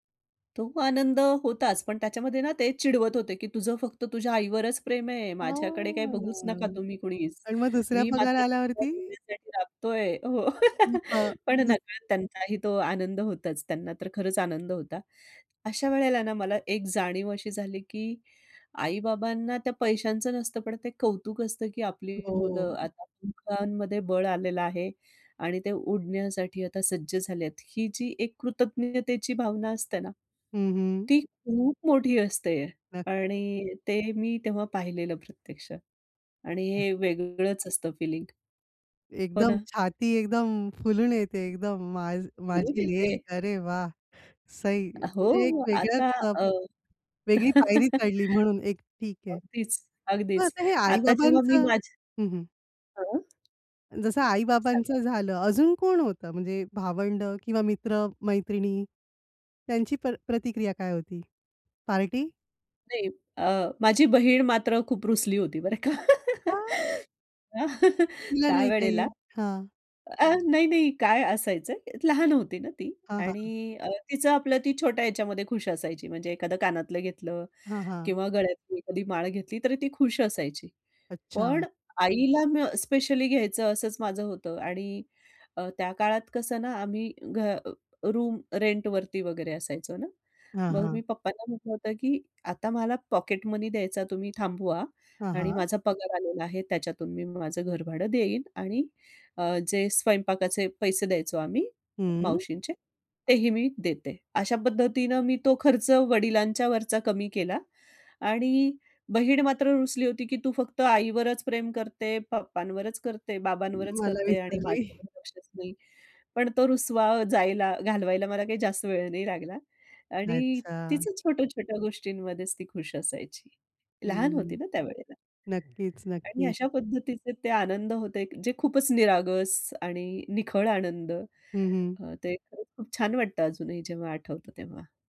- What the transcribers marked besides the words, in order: drawn out: "हां"; other background noise; chuckle; chuckle; tapping; laugh; surprised: "का?"; in English: "स्पेशली"; in English: "रूम रेंट"; in English: "पॉकेट मनी"; laughing while speaking: "विसरली"
- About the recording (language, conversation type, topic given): Marathi, podcast, पहिला पगार हातात आला तेव्हा तुम्हाला कसं वाटलं?